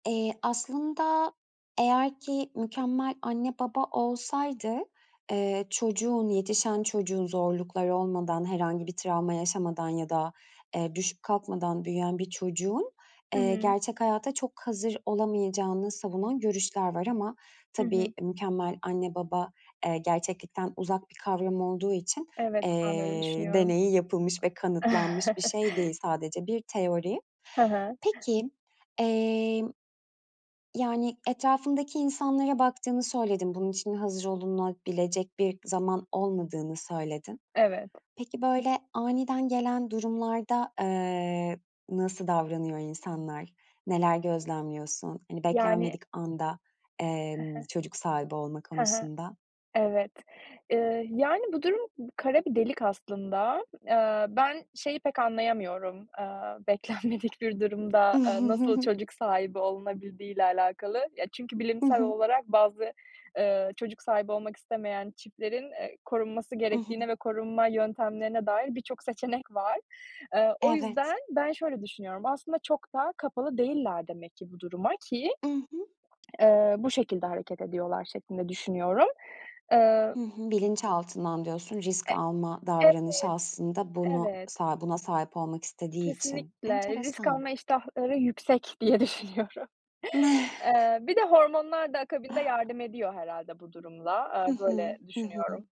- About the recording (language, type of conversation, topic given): Turkish, podcast, Çocuk sahibi olmaya karar verirken neleri göz önünde bulundurursun?
- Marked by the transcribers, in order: other background noise; chuckle; tapping; laughing while speaking: "beklenmedik"; giggle; laughing while speaking: "diye düşünüyorum"; giggle